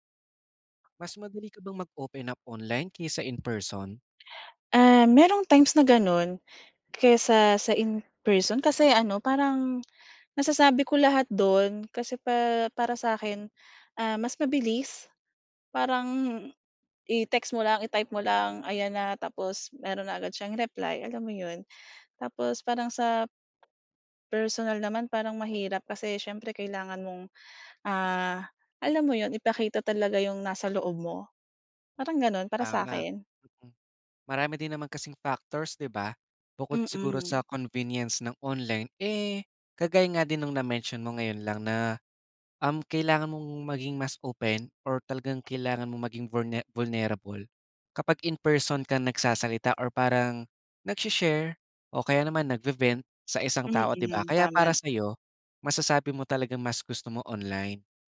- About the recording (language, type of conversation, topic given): Filipino, podcast, Mas madali ka bang magbahagi ng nararamdaman online kaysa kapag kaharap nang personal?
- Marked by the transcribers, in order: tapping; in English: "vulnerable"